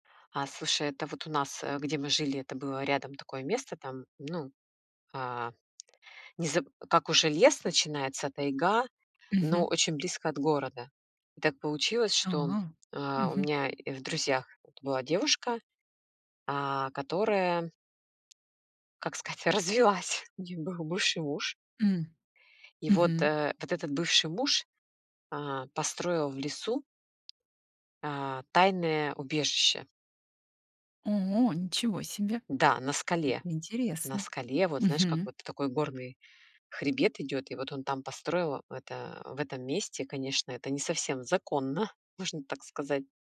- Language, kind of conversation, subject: Russian, podcast, Что вам больше всего запомнилось в вашем любимом походе?
- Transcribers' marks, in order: tapping; laughing while speaking: "как сказать, развелась"